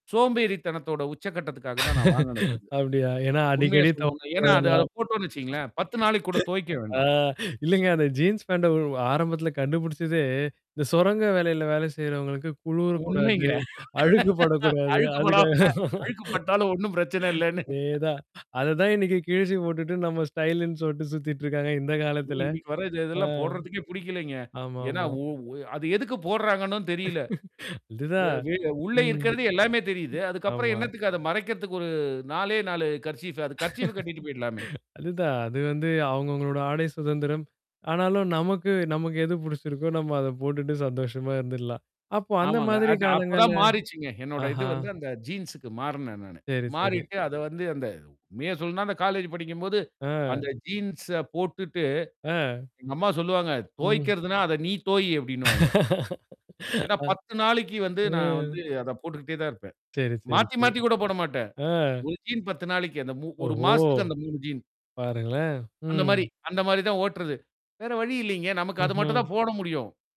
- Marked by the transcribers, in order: other background noise; laugh; laughing while speaking: "அப்டியா! ஏன்னா அடிக்கடி தொவைக்க வேணாம்"; distorted speech; tapping; laughing while speaking: "அழுக்குப்படக்கூடாது. அதுக்காகதான்"; laugh; laughing while speaking: "அழுக்குப்படாம அழுக்குப்பட்டாலும்"; chuckle; laugh; in English: "ஸ்டைல்ன்னு"; laughing while speaking: "அதுதான்"; in English: "கர்சீஃப்பு"; in English: "கர்சீஃப"; laugh; static; laugh; laughing while speaking: "அஹ்"
- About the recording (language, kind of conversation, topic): Tamil, podcast, காலப்போக்கில் உங்கள் உடை அணிவுப் பாணி எப்படி மாறியது?